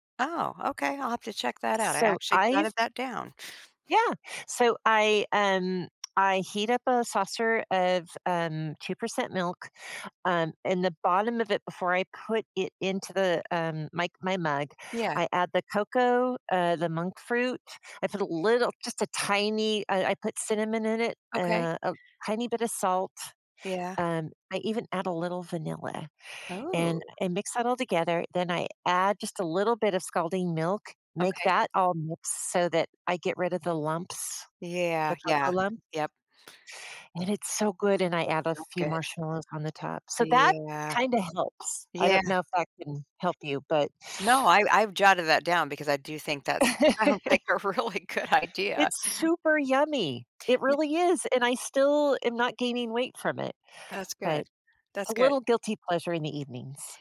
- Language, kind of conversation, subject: English, unstructured, What's the best way to keep small promises to oneself?
- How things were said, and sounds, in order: other background noise; laughing while speaking: "sounds like a really good"; laugh